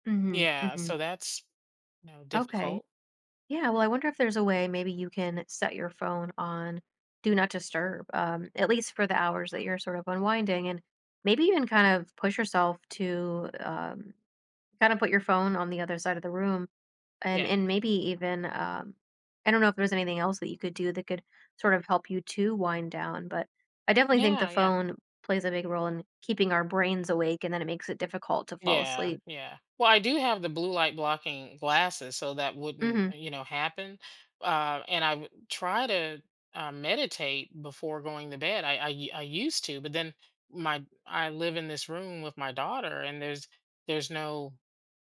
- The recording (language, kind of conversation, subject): English, advice, How can I cope with burnout at work?
- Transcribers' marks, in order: none